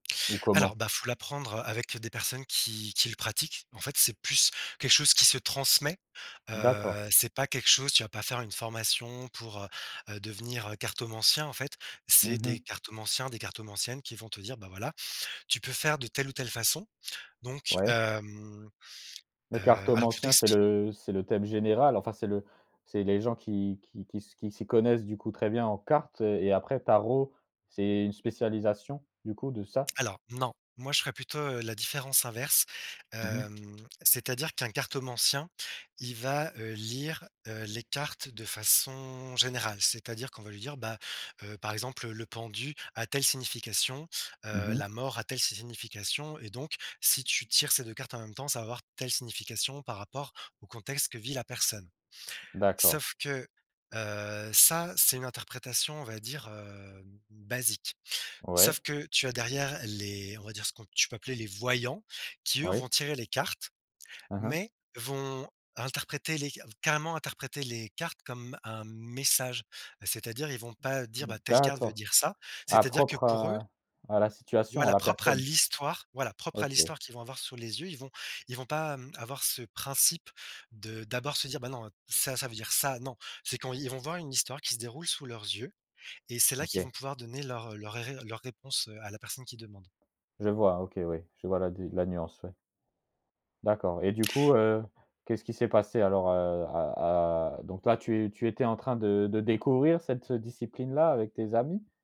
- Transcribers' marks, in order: tapping; other background noise; stressed: "basique"; stressed: "message"; stressed: "l'histoire"
- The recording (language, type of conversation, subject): French, podcast, Peux-tu raconter une expérience qui t’a vraiment surpris ?